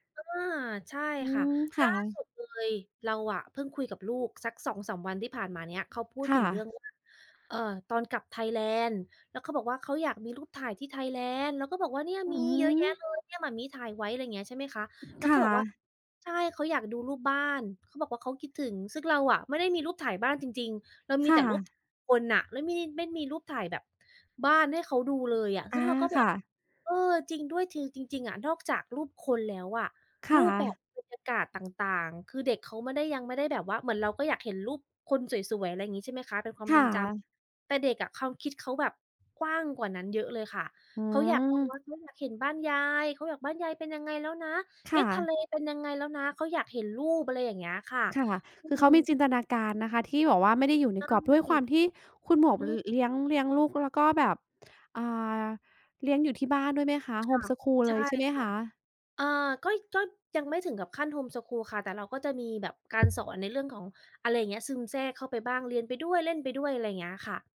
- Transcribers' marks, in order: tapping; other background noise; "คือ" said as "จือ"; unintelligible speech; in English: "home school"; in English: "home school"
- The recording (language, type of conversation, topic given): Thai, unstructured, ภาพถ่ายเก่าๆ มีความหมายกับคุณอย่างไร?